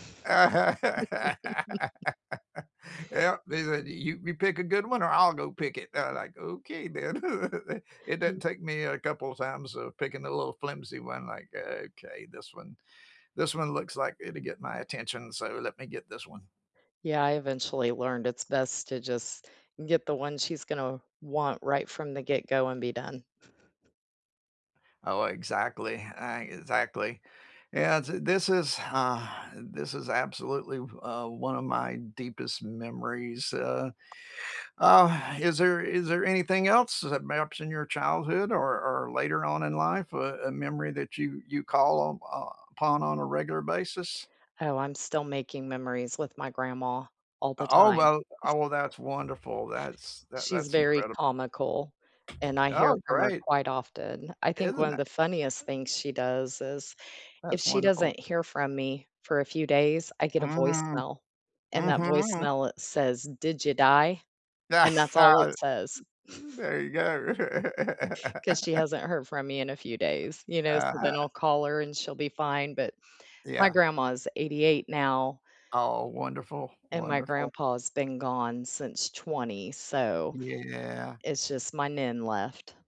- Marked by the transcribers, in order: laugh; chuckle; chuckle; other background noise; sigh; sigh; tapping; stressed: "else"; chuckle; laugh; giggle; laugh; drawn out: "Yeah"
- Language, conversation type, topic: English, unstructured, What memory always makes you smile?
- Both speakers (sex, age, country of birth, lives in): female, 45-49, United States, United States; male, 25-29, United States, United States